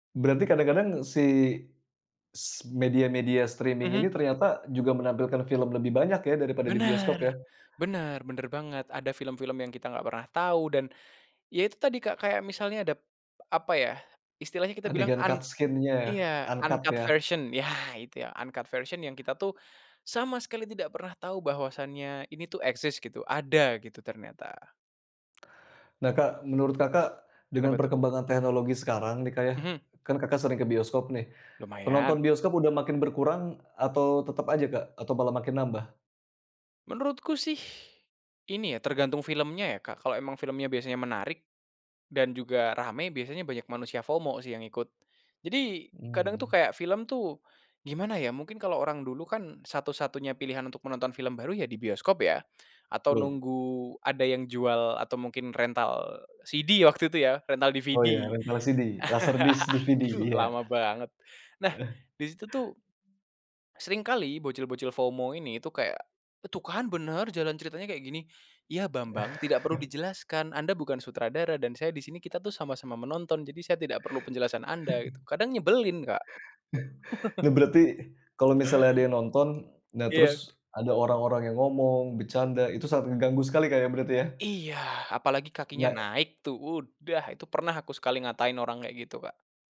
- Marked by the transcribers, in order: in English: "streaming"; tapping; other background noise; in English: "cut scene-nya"; in English: "uncut version"; in English: "uncut"; in English: "uncut version"; in English: "FOMO"; laugh; in English: "laser disc"; in English: "FOMO"; chuckle; chuckle; laugh
- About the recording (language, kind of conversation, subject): Indonesian, podcast, Kenapa menonton di bioskop masih terasa istimewa?